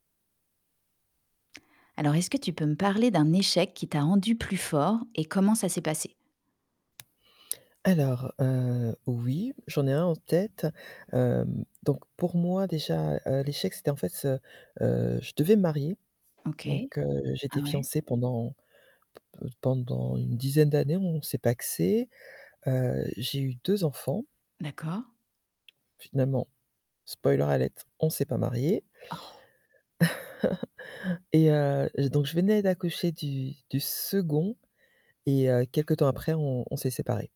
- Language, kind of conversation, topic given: French, podcast, Peux-tu me raconter un échec qui t’a rendu plus fort, et m’expliquer comment cela s’est passé ?
- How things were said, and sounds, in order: static; tapping; in English: "spoiler alert"; chuckle